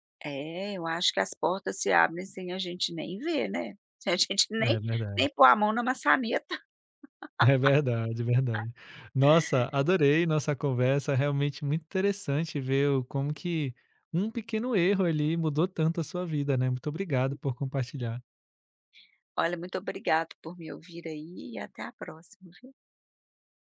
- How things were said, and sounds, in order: laughing while speaking: "gente nem"; laugh; other background noise
- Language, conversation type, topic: Portuguese, podcast, Quando foi que um erro seu acabou abrindo uma nova porta?